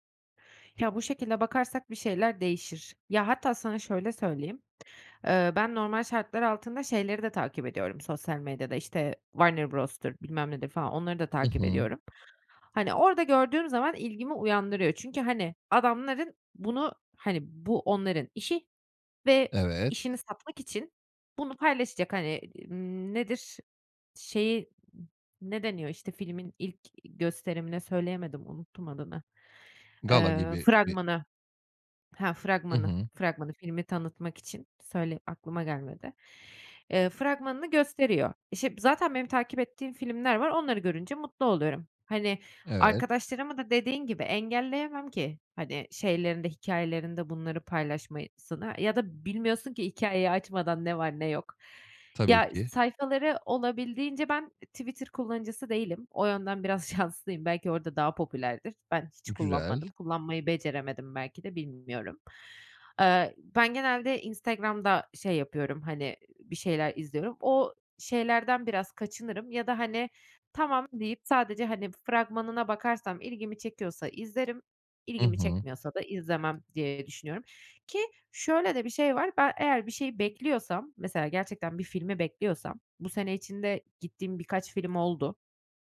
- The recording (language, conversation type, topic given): Turkish, advice, Trendlere kapılmadan ve başkalarıyla kendimi kıyaslamadan nasıl daha az harcama yapabilirim?
- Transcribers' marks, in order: other background noise; other noise; "paylaşmasını" said as "paylaşmayasını"; laughing while speaking: "şanslıyım"